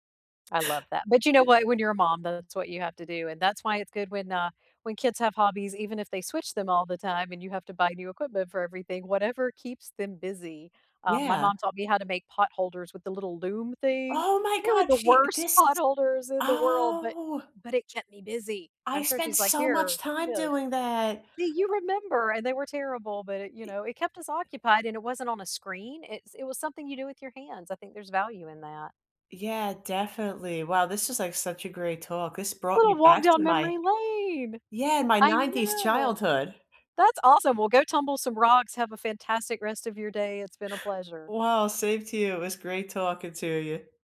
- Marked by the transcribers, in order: drawn out: "Oh!"; stressed: "lane"; stressed: "know"; tapping; other background noise
- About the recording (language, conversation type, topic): English, unstructured, What new hobbies are you exploring lately, and what’s inspiring you to learn them?
- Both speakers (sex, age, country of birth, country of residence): female, 35-39, United States, United States; female, 50-54, United States, United States